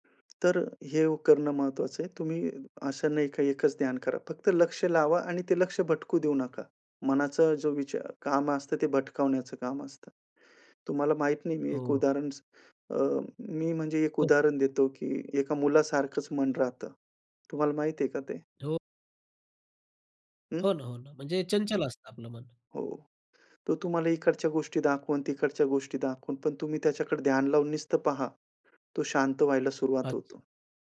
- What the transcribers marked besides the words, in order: tapping; "नुसतं" said as "निसतं"
- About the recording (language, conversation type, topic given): Marathi, podcast, दैनिक दिनक्रमात फक्त पाच मिनिटांचे ध्यान कसे समाविष्ट कराल?